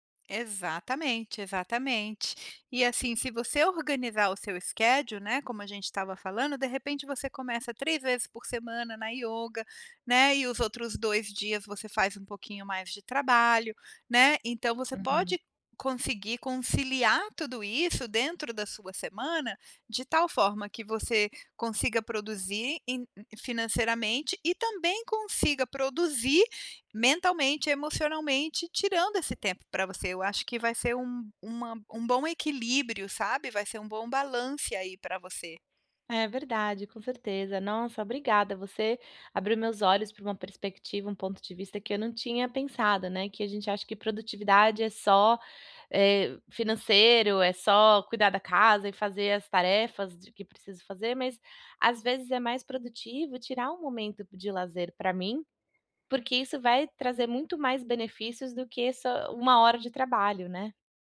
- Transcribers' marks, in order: in English: "schedule"
- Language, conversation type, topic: Portuguese, advice, Por que me sinto culpado ao tirar um tempo para lazer?
- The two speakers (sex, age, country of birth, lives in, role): female, 35-39, Brazil, United States, user; female, 45-49, Brazil, United States, advisor